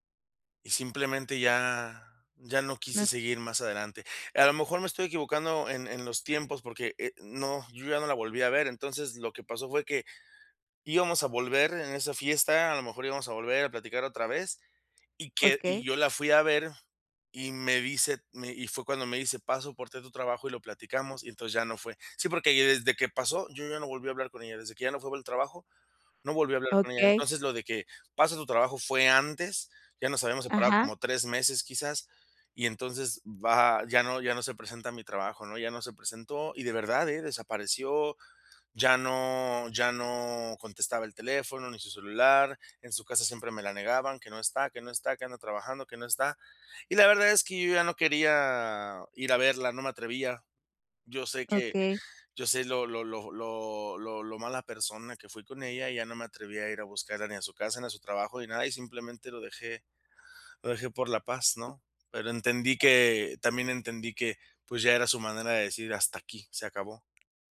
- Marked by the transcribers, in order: other background noise; tapping
- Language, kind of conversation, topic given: Spanish, advice, ¿Cómo puedo pedir disculpas de forma sincera y asumir la responsabilidad?